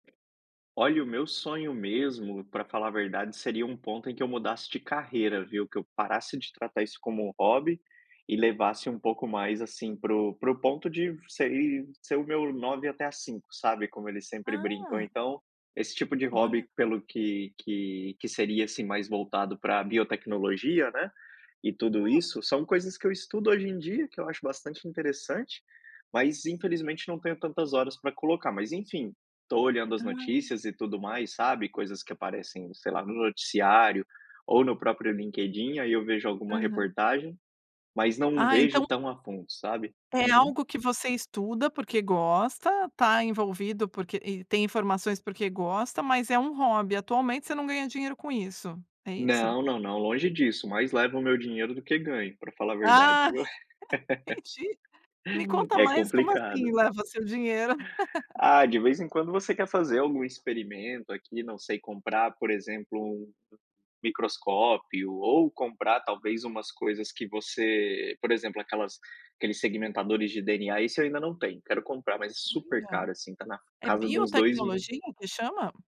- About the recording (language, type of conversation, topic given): Portuguese, podcast, Qual é o seu sonho relacionado a esse hobby?
- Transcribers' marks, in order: laugh